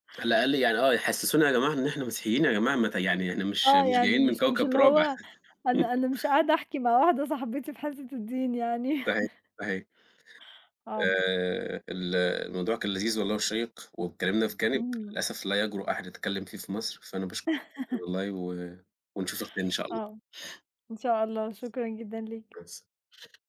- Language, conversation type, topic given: Arabic, unstructured, هل الدين ممكن يسبب انقسامات أكتر ما بيوحّد الناس؟
- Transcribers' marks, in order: tapping; laugh; laugh; laugh